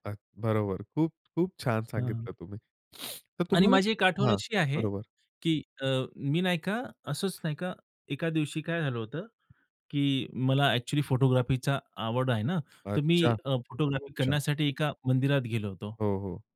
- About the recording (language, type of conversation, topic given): Marathi, podcast, पाऊस सुरु झाला की घरातील वातावरण आणि दैनंदिन जीवनाचा अनुभव कसा बदलतो?
- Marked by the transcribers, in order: tapping